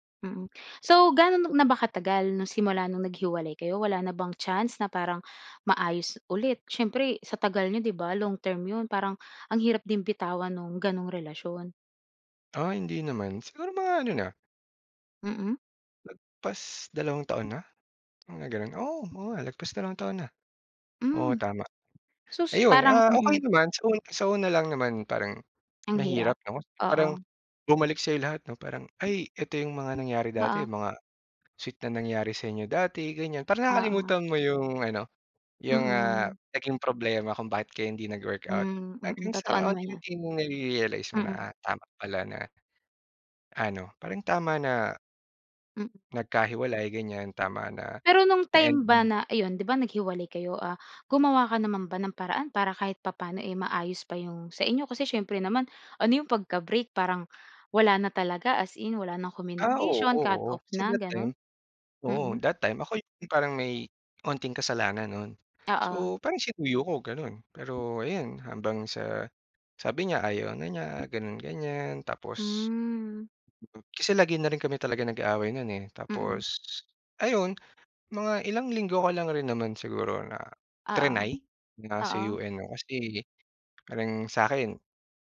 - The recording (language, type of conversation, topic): Filipino, podcast, Paano ka nagpapasya kung iiwan mo o itutuloy ang isang relasyon?
- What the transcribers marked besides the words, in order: tapping; other background noise; drawn out: "Hmm"